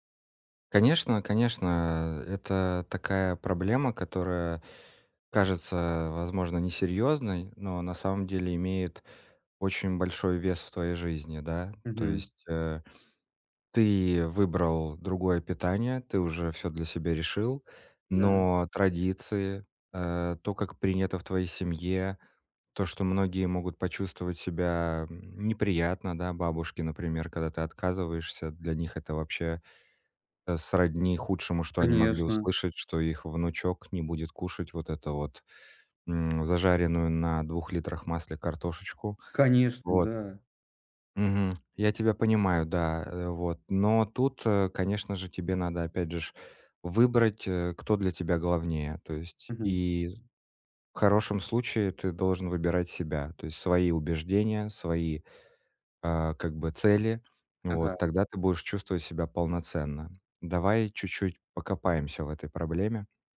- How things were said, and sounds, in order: tapping; other background noise
- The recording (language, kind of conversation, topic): Russian, advice, Как вежливо и уверенно отказаться от нездоровой еды?